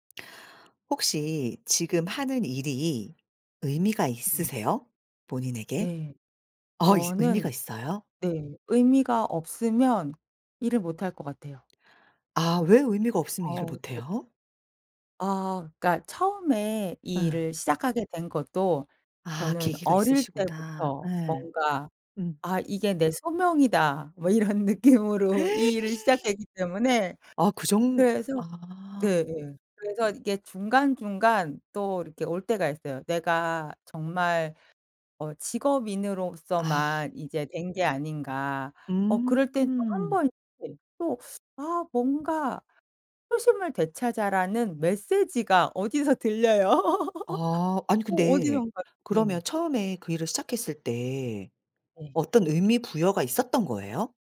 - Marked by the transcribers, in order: tapping; other background noise; laughing while speaking: "뭐 이런 느낌으로"; gasp; laugh
- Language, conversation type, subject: Korean, podcast, 지금 하고 계신 일이 본인에게 의미가 있나요?